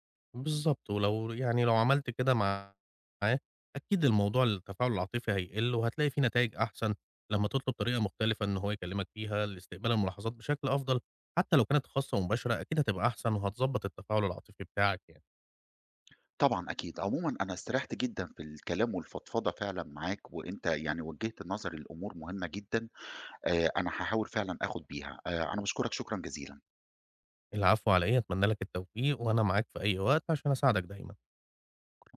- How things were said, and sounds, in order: other noise
- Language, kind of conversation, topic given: Arabic, advice, إزاي حسّيت بعد ما حد انتقدك جامد وخلاك تتأثر عاطفيًا؟